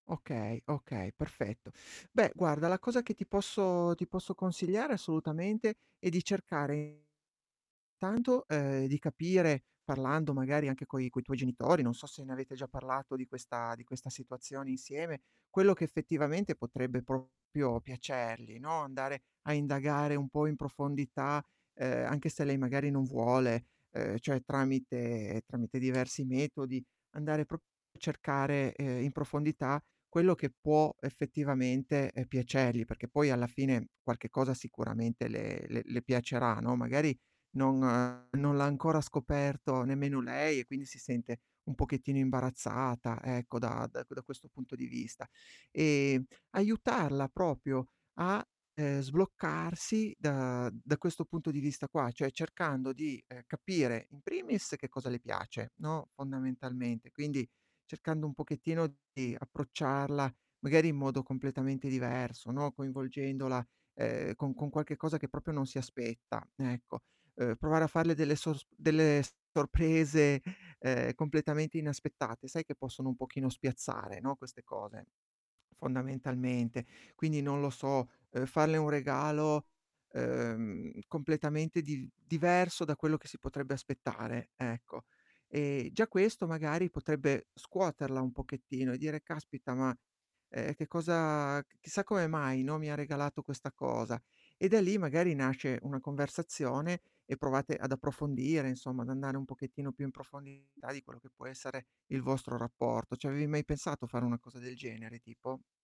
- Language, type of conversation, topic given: Italian, advice, Come posso migliorare la comunicazione con mio fratello senza creare altri litigi?
- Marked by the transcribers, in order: distorted speech; other background noise; "proprio" said as "propio"; tapping; "proprio" said as "propio"; "proprio" said as "propio"